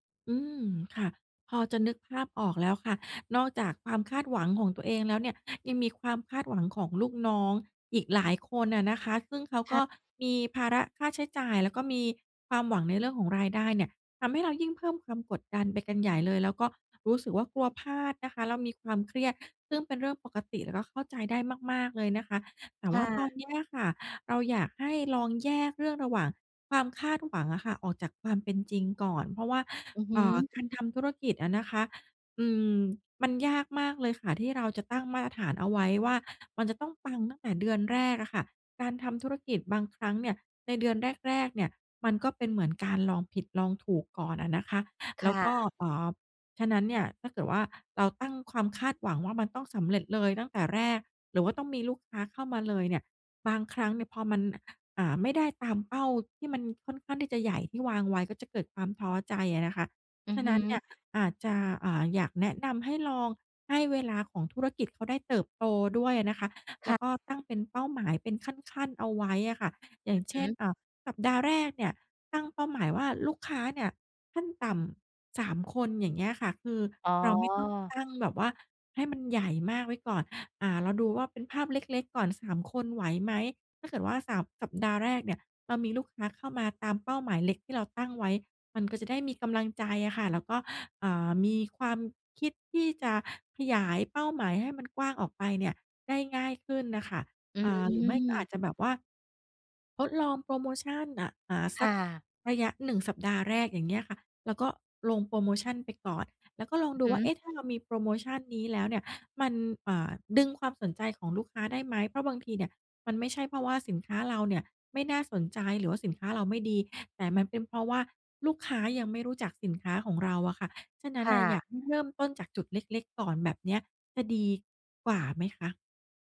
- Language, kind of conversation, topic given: Thai, advice, คุณรับมือกับความกดดันจากความคาดหวังของคนรอบข้างจนกลัวจะล้มเหลวอย่างไร?
- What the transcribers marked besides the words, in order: other background noise